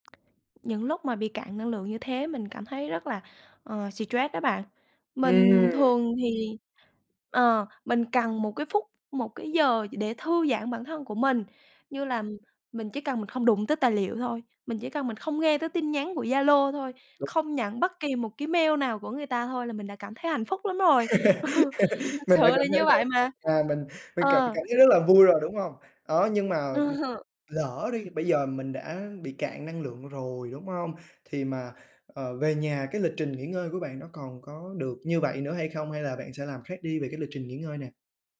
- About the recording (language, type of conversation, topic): Vietnamese, podcast, Bạn cân bằng giữa công việc và nghỉ ngơi như thế nào?
- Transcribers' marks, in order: tapping; other background noise; laugh; laughing while speaking: "ừ"; laugh